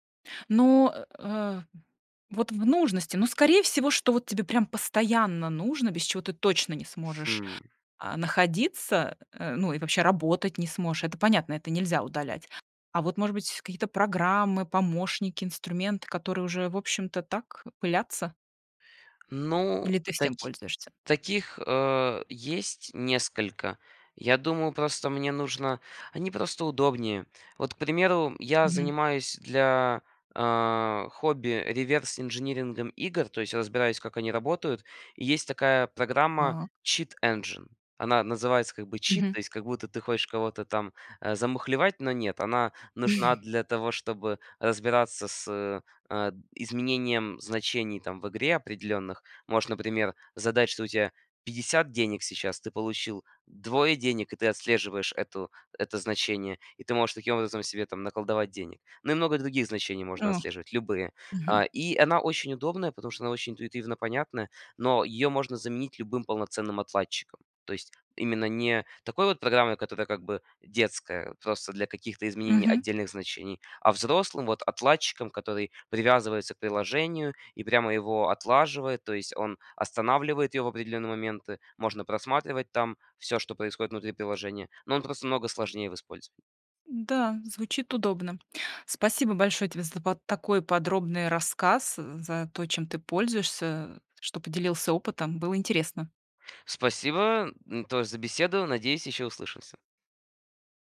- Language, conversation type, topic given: Russian, podcast, Как ты организуешь работу из дома с помощью технологий?
- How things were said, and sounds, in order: in English: "cheat"; chuckle